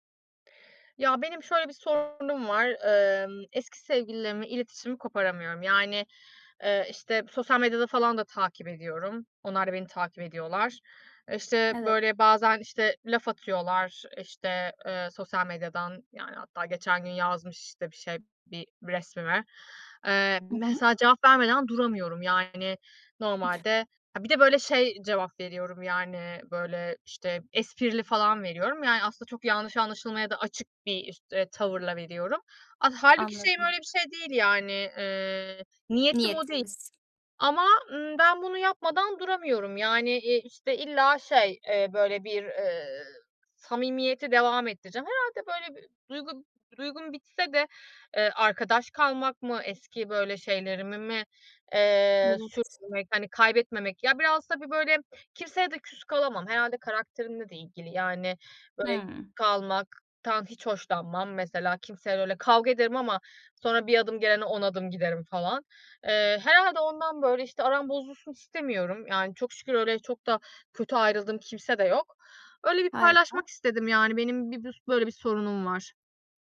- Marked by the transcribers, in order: other background noise; chuckle; unintelligible speech
- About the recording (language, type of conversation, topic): Turkish, advice, Eski sevgilimle iletişimi kesmekte ve sınır koymakta neden zorlanıyorum?